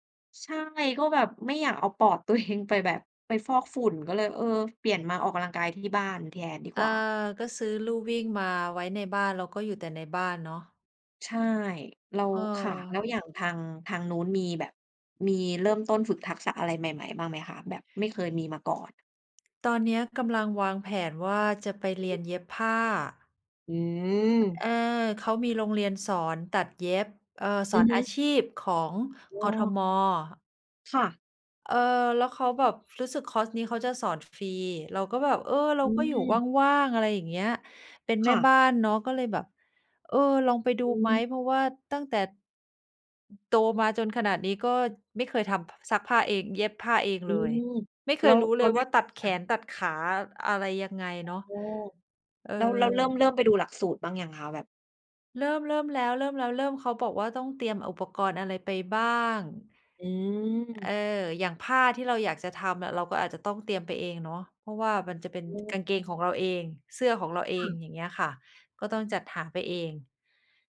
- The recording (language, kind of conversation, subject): Thai, unstructured, คุณเริ่มต้นฝึกทักษะใหม่ ๆ อย่างไรเมื่อไม่มีประสบการณ์?
- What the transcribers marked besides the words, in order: laughing while speaking: "ตัวเอง"; other background noise; "เร่ง" said as "แร่ง"; tapping